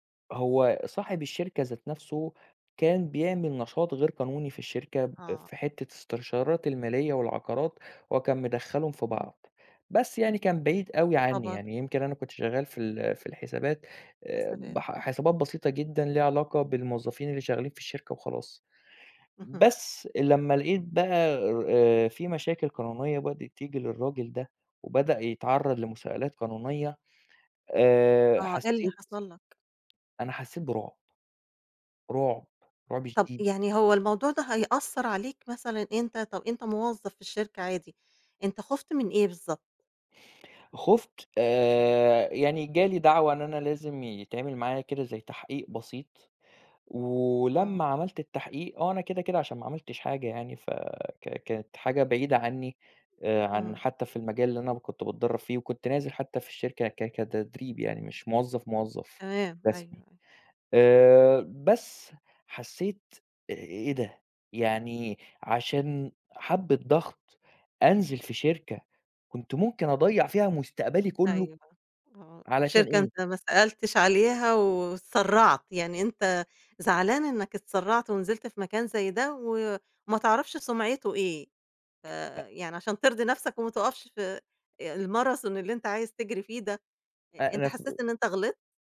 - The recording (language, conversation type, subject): Arabic, podcast, إزاي الضغط الاجتماعي بيأثر على قراراتك لما تاخد مخاطرة؟
- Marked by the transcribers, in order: tapping; unintelligible speech